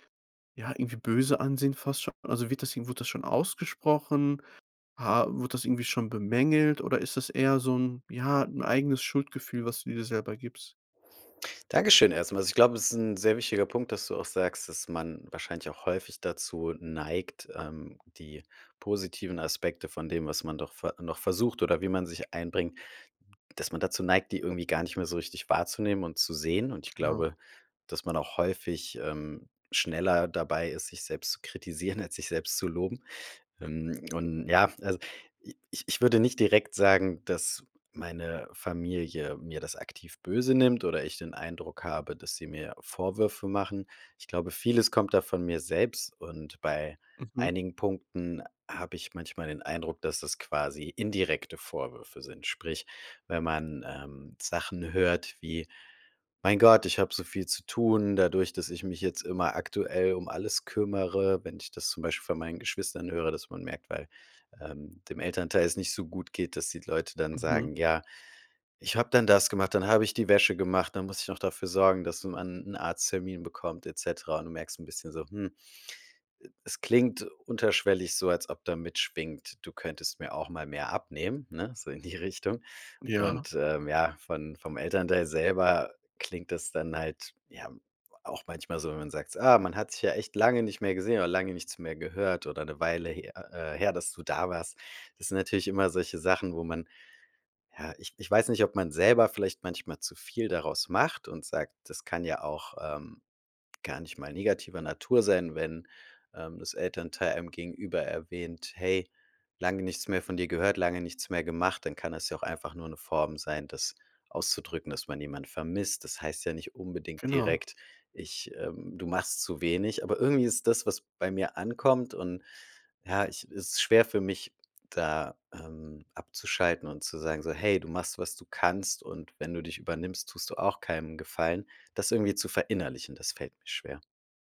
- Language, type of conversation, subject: German, advice, Wie kann ich mit Schuldgefühlen gegenüber meiner Familie umgehen, weil ich weniger belastbar bin?
- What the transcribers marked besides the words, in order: other background noise; laughing while speaking: "kritisieren"; laughing while speaking: "So in die Richtung"